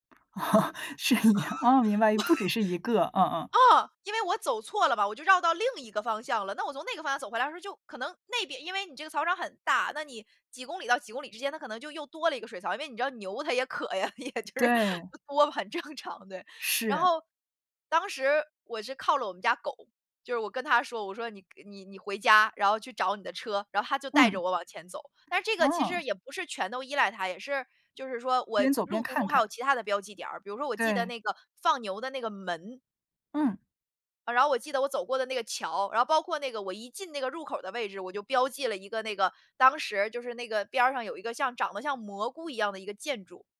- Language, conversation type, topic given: Chinese, podcast, 有没有被导航带进尴尬境地的搞笑经历可以分享吗？
- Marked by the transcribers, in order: other background noise; laugh; laughing while speaking: "是一样"; laugh; laugh; laughing while speaking: "也就是多不很正常，对"